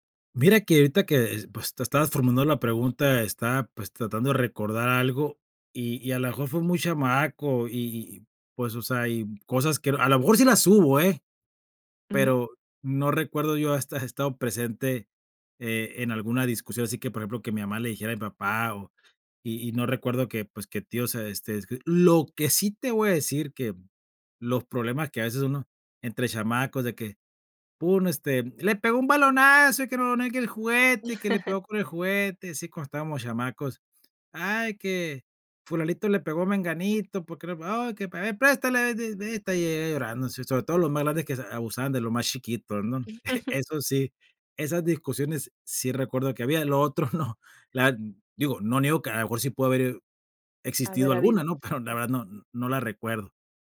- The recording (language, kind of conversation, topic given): Spanish, podcast, ¿Qué papel juega la comida en tu identidad familiar?
- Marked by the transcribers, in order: put-on voice: "le pegó un balonazo y que no no quiere el juguete y"; chuckle; unintelligible speech; chuckle; giggle